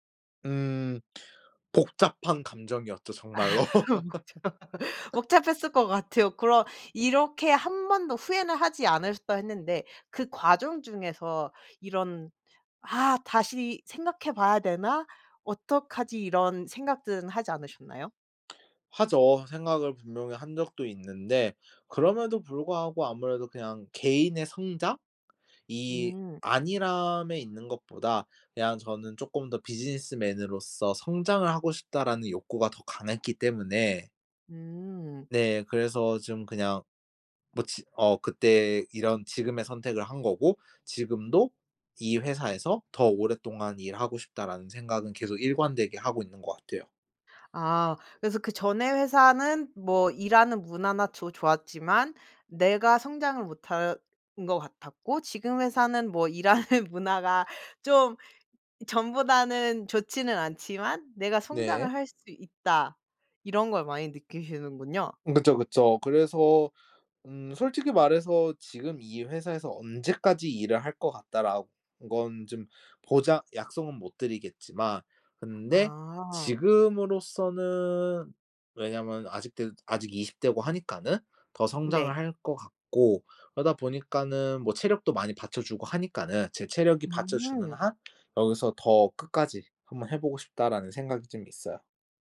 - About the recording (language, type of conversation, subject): Korean, podcast, 직업을 바꾸게 된 계기는 무엇이었나요?
- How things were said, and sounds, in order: laugh; laughing while speaking: "복잡"; laugh; laughing while speaking: "일하는"; other background noise